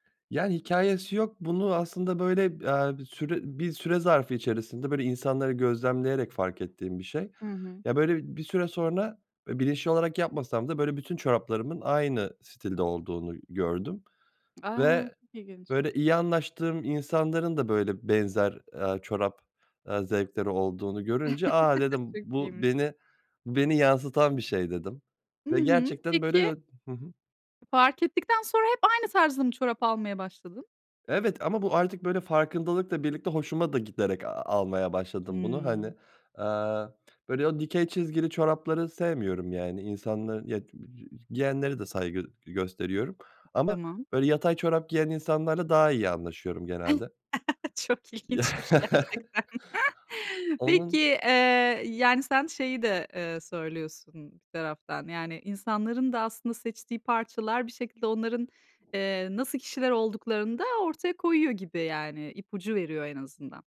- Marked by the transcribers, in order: other background noise; chuckle; chuckle; laughing while speaking: "Çok ilginçmiş gerçekten"; chuckle; laughing while speaking: "Ya"; chuckle
- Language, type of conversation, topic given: Turkish, podcast, Hangi parça senin imzan haline geldi ve neden?